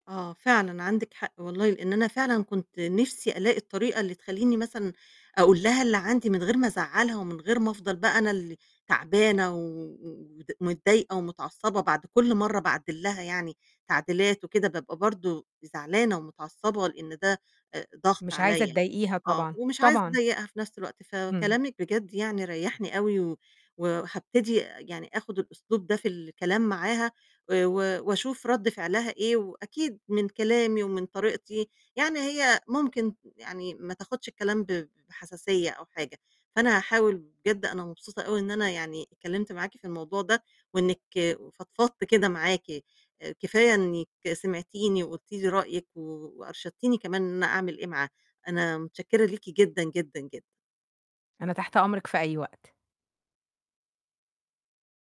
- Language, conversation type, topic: Arabic, advice, إزاي أدي ملاحظة سلبية لزميلي من غير ما أجرح مشاعره؟
- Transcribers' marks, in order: tapping